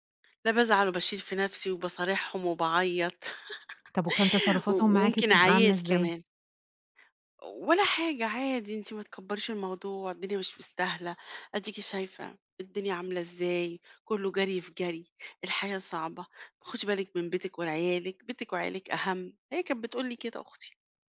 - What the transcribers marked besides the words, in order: laugh
- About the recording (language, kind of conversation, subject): Arabic, podcast, إزاي اتغيّرت علاقتك بأهلك مع مرور السنين؟